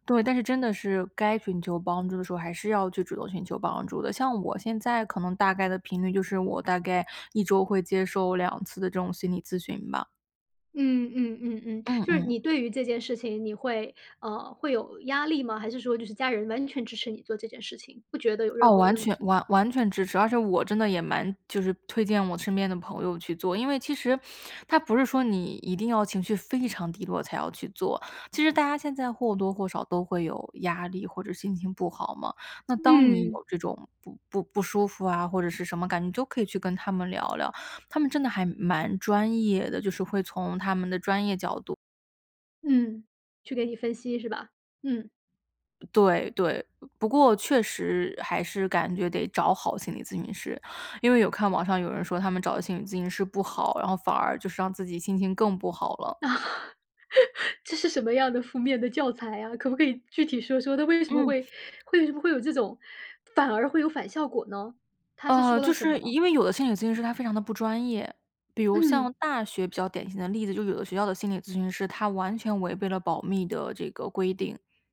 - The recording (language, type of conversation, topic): Chinese, podcast, 當情緒低落時你會做什麼？
- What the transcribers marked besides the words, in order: laugh